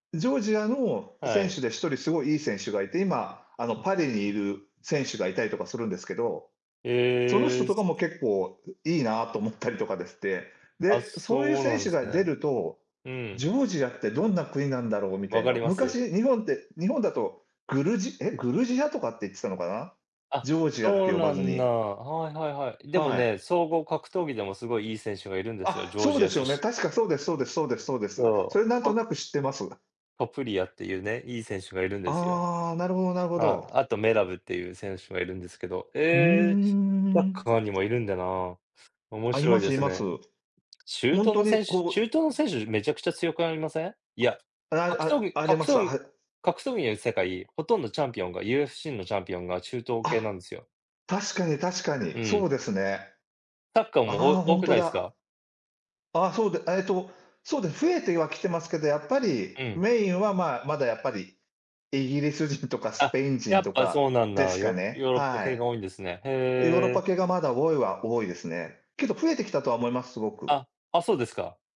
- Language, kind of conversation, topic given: Japanese, unstructured, 好きなスポーツは何ですか？その理由は何ですか？
- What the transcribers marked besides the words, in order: tapping